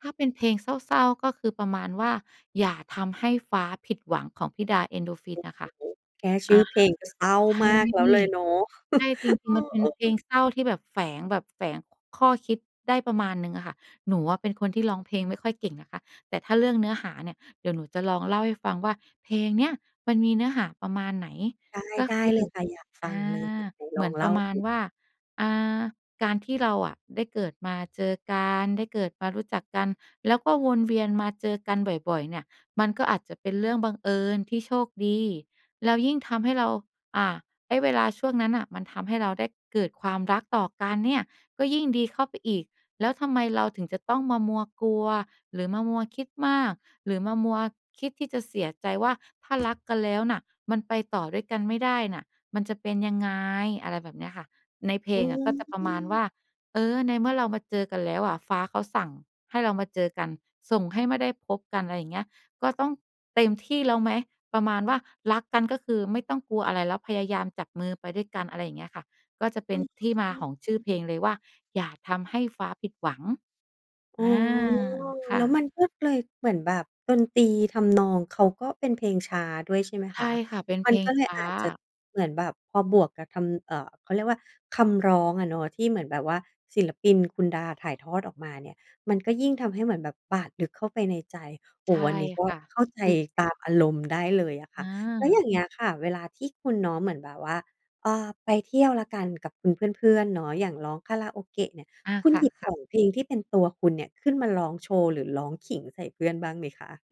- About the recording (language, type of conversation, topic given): Thai, podcast, เพลงอะไรที่ทำให้คุณรู้สึกว่าเป็นตัวตนของคุณมากที่สุด?
- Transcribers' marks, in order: chuckle; tapping